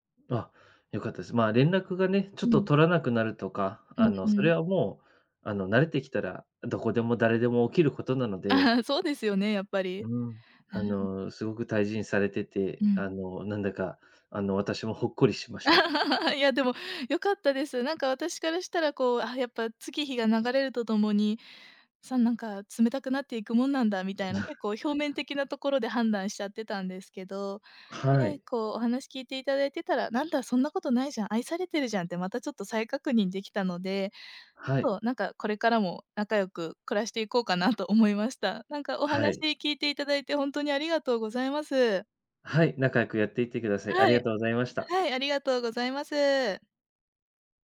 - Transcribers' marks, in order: chuckle; laugh; chuckle
- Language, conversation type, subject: Japanese, advice, 長距離恋愛で不安や孤独を感じるとき、どうすれば気持ちが楽になりますか？